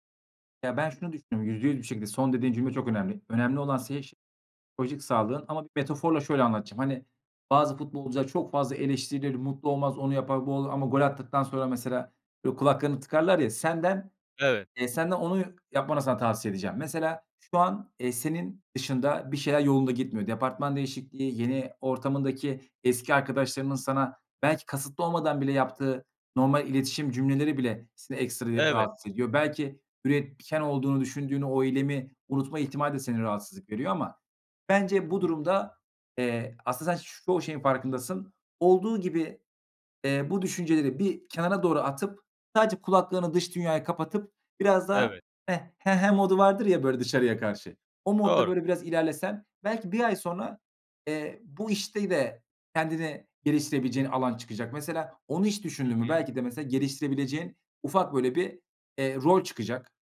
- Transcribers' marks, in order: none
- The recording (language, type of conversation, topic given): Turkish, advice, İş yerinde görev ya da bölüm değişikliği sonrası yeni rolünüze uyum süreciniz nasıl geçti?